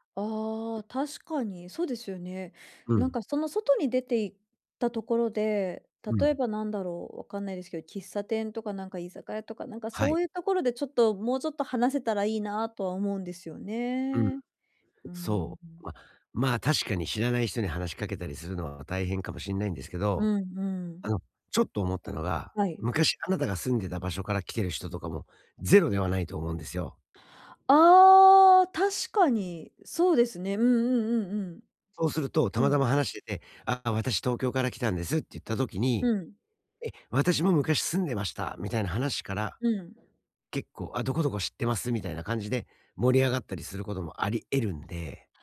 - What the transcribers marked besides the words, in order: joyful: "ああ、確かに。そうですね。うん うん うん うん。うん"; put-on voice: "あ、私東京から来たんです"; put-on voice: "え、私も昔住んでました"; put-on voice: "あ、どこどこ知ってます"
- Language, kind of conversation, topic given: Japanese, advice, 新しい場所でどうすれば自分の居場所を作れますか？